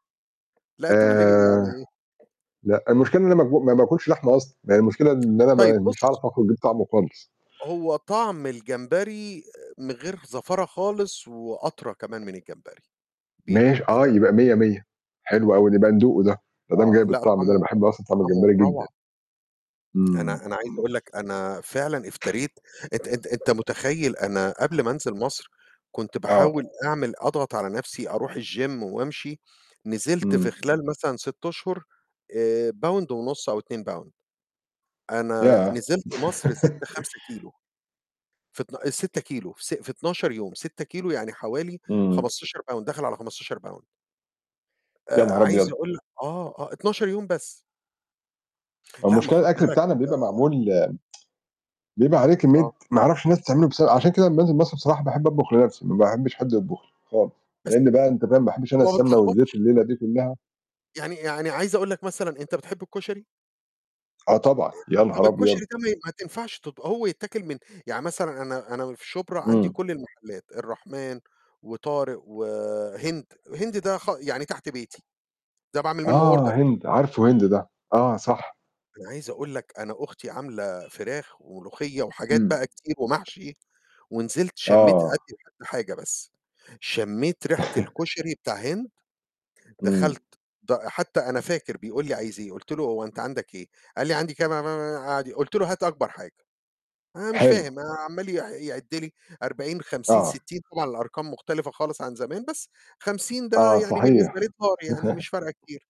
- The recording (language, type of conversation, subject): Arabic, unstructured, إيه الأكلة اللي بتخليك تحس بالسعادة فورًا؟
- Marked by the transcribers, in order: tapping; static; unintelligible speech; mechanical hum; distorted speech; other background noise; in English: "الgym"; laugh; tsk; unintelligible speech; in English: "order"; chuckle; unintelligible speech; laugh